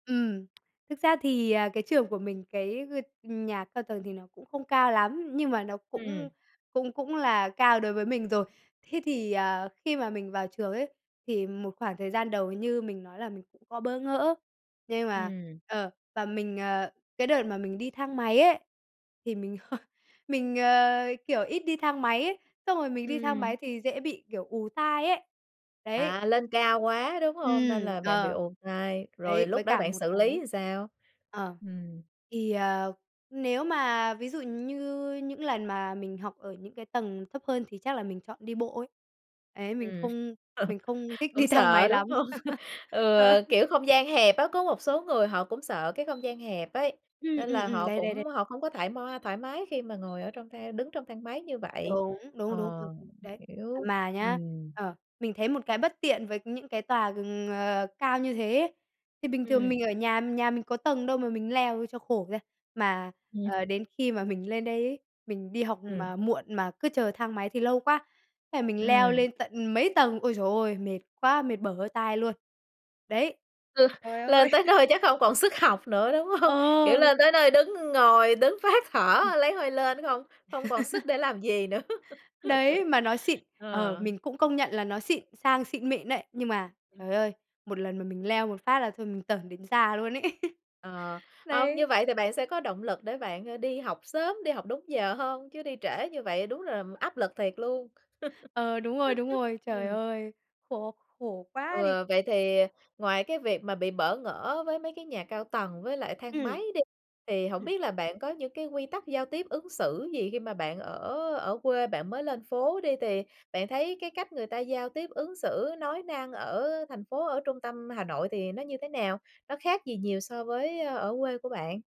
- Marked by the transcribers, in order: tapping; chuckle; "làm" said as "ừn"; laugh; laughing while speaking: "hông?"; laughing while speaking: "đi"; laugh; laughing while speaking: "Ờ"; other background noise; laugh; laughing while speaking: "hông?"; laughing while speaking: "phá"; laugh; laughing while speaking: "nữa"; laugh; laugh; laugh
- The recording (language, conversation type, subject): Vietnamese, podcast, Bạn đã lần đầu phải thích nghi với văn hoá ở nơi mới như thế nào?